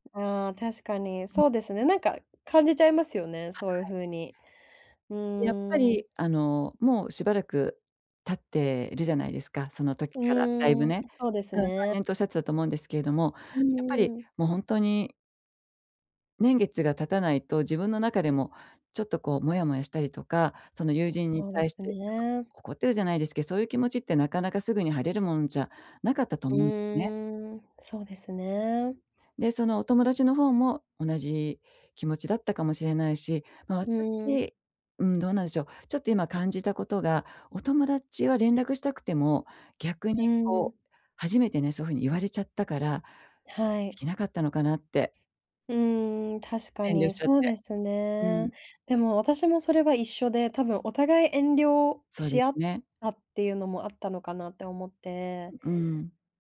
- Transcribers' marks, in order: other noise
- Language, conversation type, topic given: Japanese, advice, 疎遠になった友人ともう一度仲良くなるにはどうすればよいですか？